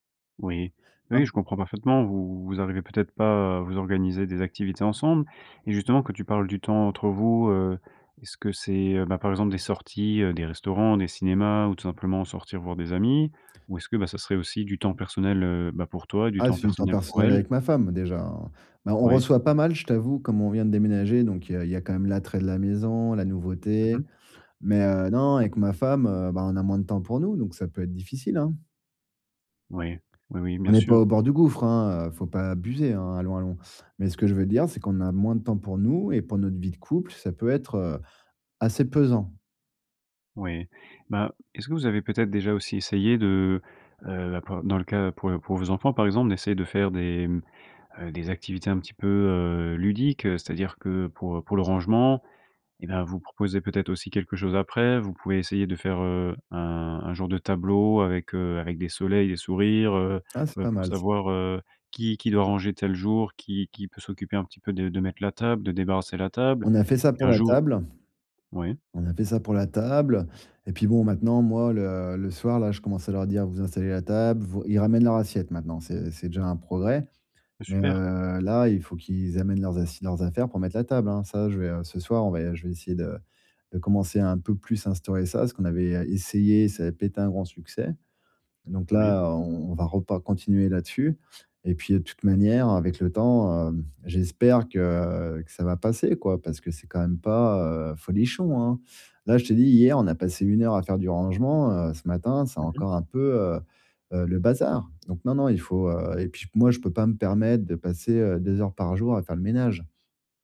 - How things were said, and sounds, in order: unintelligible speech
- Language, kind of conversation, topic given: French, advice, Comment réduire la charge de tâches ménagères et préserver du temps pour soi ?